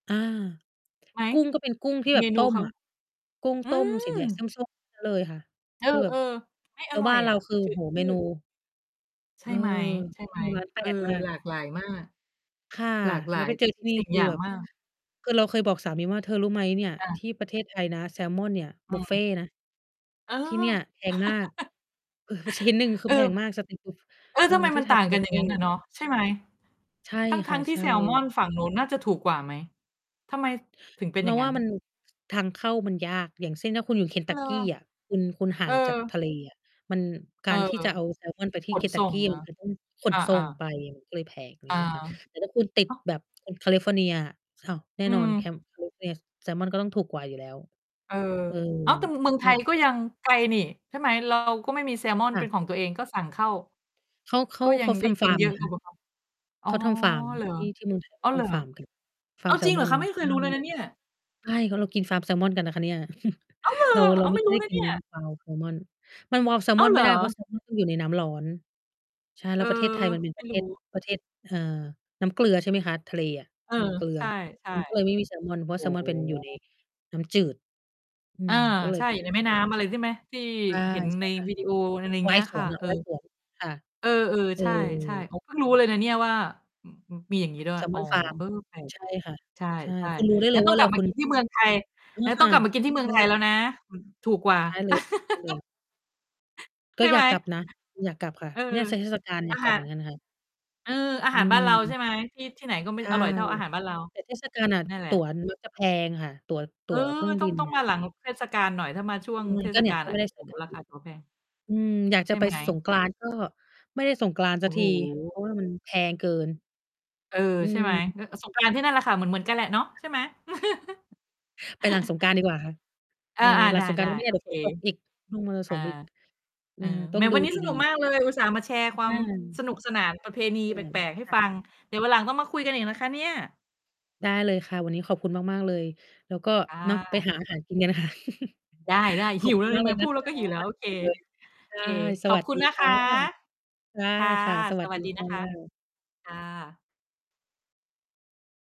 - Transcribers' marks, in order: distorted speech; tapping; laugh; laughing while speaking: "เออ"; in English: "สตรีตฟูด"; chuckle; in English: "wild salmon"; in English: "wild salmon"; laugh; unintelligible speech; laugh; chuckle
- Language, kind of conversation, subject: Thai, unstructured, เทศกาลไหนที่ทำให้คุณรู้สึกอบอุ่นใจมากที่สุด?